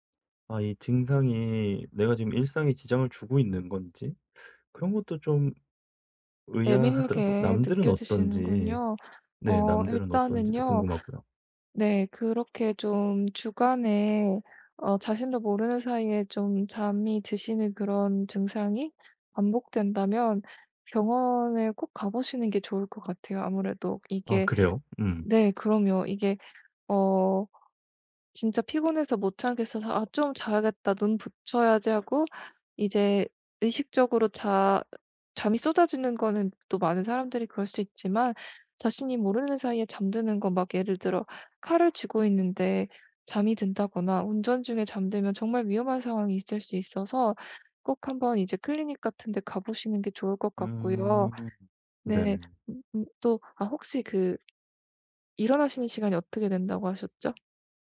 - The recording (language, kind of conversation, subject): Korean, advice, 일정한 수면 스케줄을 만들고 꾸준히 지키려면 어떻게 하면 좋을까요?
- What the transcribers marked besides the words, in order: other background noise